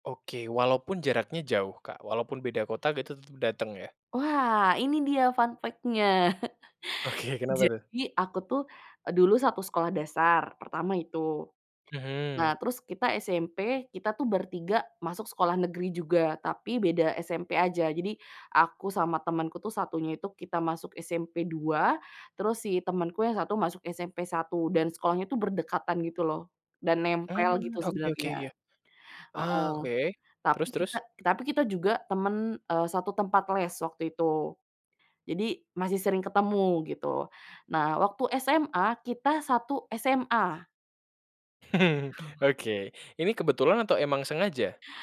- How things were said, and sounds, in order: in English: "fun factnya"; chuckle; laughing while speaking: "Oke"; tapping; other background noise; laugh
- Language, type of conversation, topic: Indonesian, podcast, Bisakah kamu menceritakan momen ketika hubungan kalian berubah menjadi persahabatan yang benar-benar sejati?
- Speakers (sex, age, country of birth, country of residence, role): female, 25-29, Indonesia, Indonesia, guest; male, 20-24, Indonesia, Indonesia, host